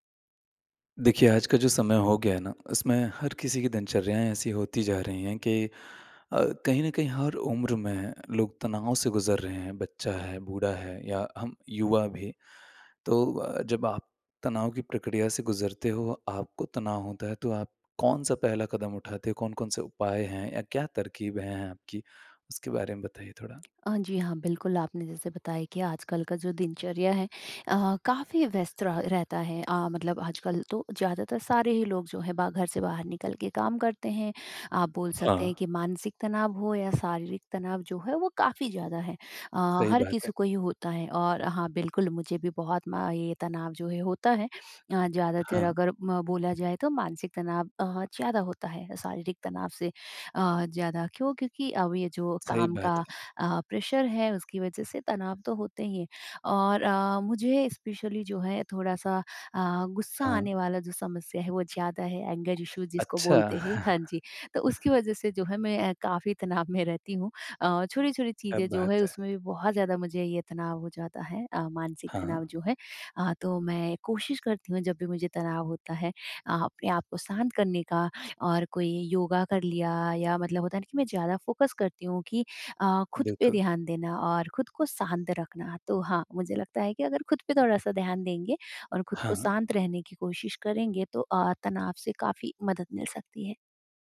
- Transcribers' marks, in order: tongue click; in English: "प्रेशर"; in English: "स्पेशली"; in English: "एंगर इश्यू"; laugh; in English: "फ़ोकस"
- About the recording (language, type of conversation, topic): Hindi, podcast, तनाव होने पर आप सबसे पहला कदम क्या उठाते हैं?